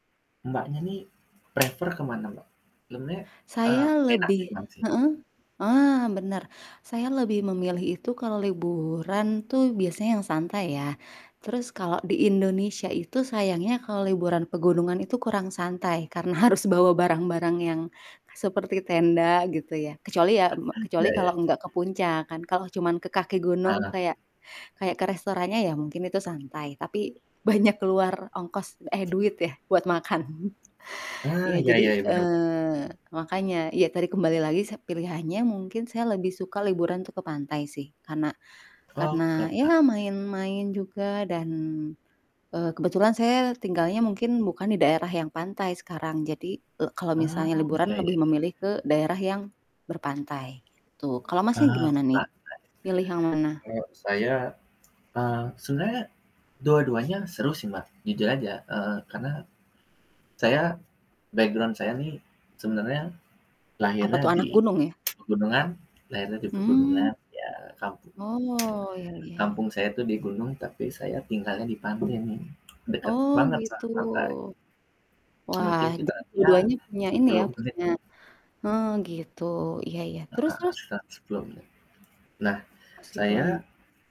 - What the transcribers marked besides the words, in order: static; other background noise; in English: "prefer"; distorted speech; chuckle; laughing while speaking: "banyak"; laughing while speaking: "makan"; in English: "background"; tapping
- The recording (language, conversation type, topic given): Indonesian, unstructured, Anda lebih memilih liburan ke pantai atau ke pegunungan?